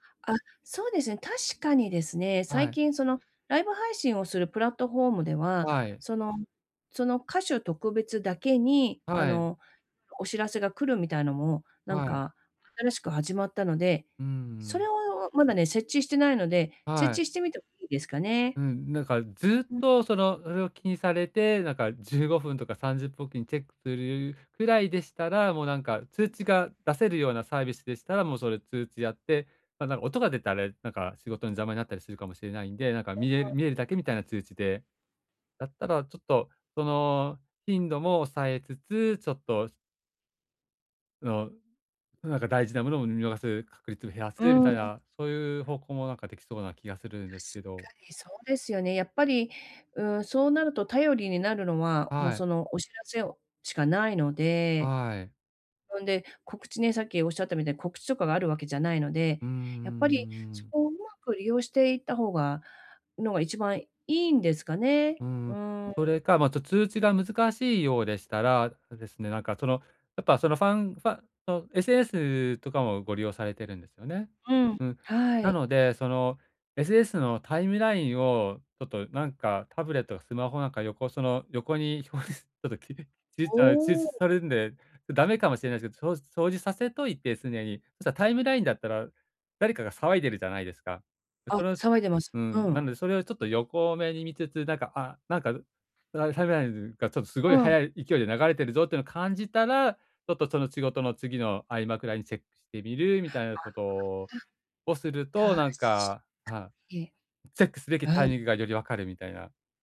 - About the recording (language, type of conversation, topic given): Japanese, advice, 時間不足で趣味に手が回らない
- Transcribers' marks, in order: unintelligible speech